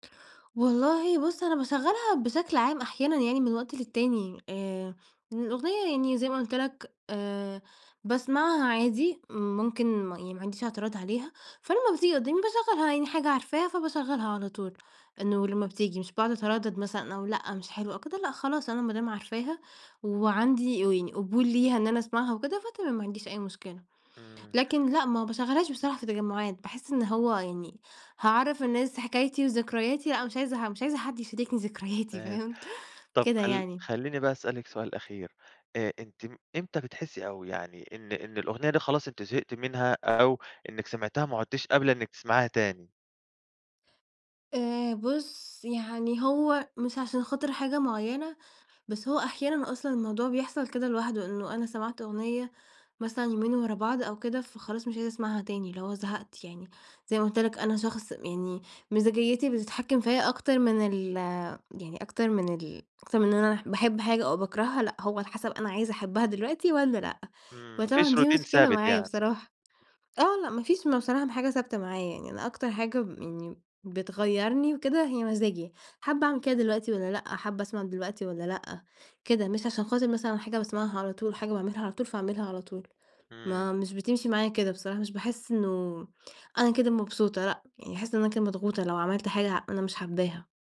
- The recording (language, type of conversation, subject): Arabic, podcast, إيه هي الأغنية اللي سمعتها وإنت مع صاحبك ومش قادر تنساها؟
- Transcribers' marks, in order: unintelligible speech; chuckle; in English: "routine"